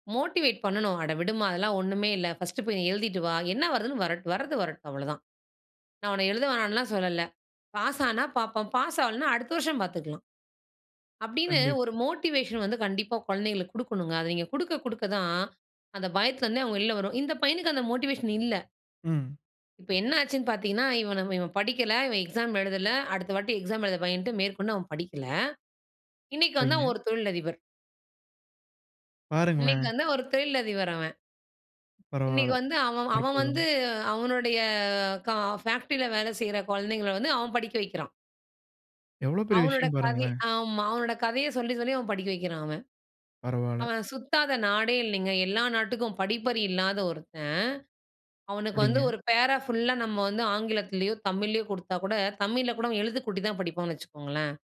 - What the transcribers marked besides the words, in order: none
- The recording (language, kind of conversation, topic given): Tamil, podcast, பரீட்சை அழுத்தத்தை நீங்கள் எப்படிச் சமாளிக்கிறீர்கள்?